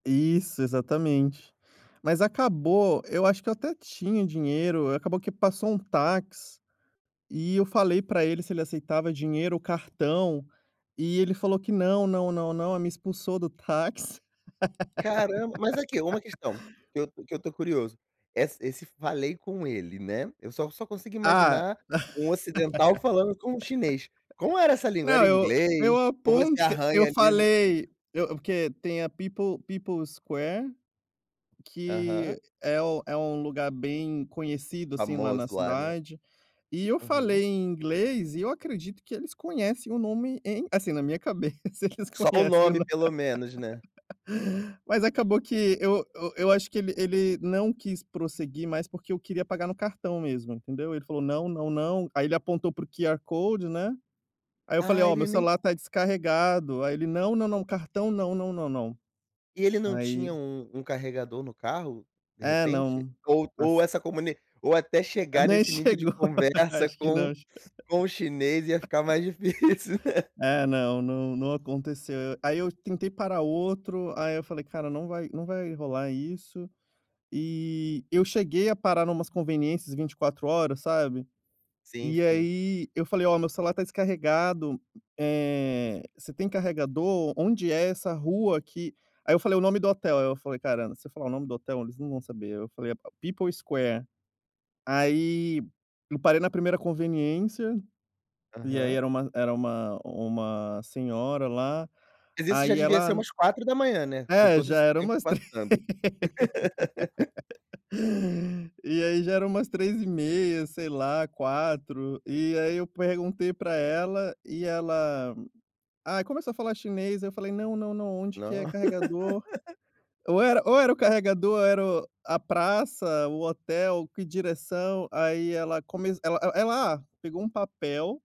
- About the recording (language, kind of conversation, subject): Portuguese, podcast, Você já se perdeu numa viagem? Como conseguiu se encontrar?
- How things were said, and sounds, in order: laugh; laugh; laughing while speaking: "cabeça, eles conhecem o nom"; laugh; laughing while speaking: "chegou"; laugh; laughing while speaking: "difícil, né?"; laughing while speaking: "três"; laugh; laugh